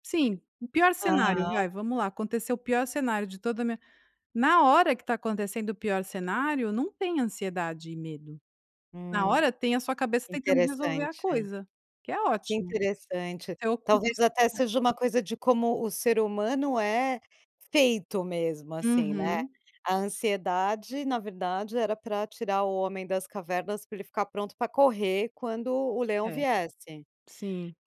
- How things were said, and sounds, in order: none
- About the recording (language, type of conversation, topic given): Portuguese, podcast, Como você lida com dúvidas sobre quem você é?